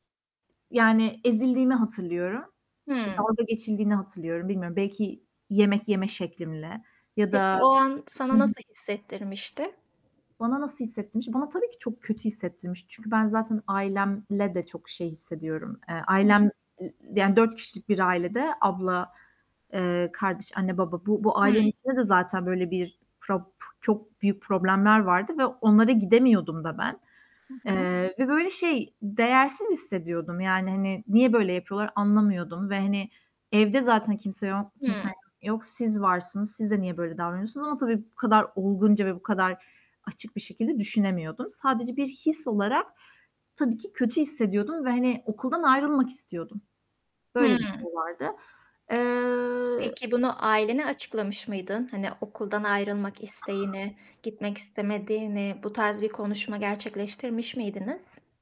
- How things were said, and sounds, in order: static; other background noise; distorted speech; mechanical hum
- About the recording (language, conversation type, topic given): Turkish, podcast, Okul dışında öğrendiğin en değerli şey neydi?
- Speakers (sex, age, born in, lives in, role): female, 25-29, Turkey, Ireland, guest; female, 30-34, Turkey, Spain, host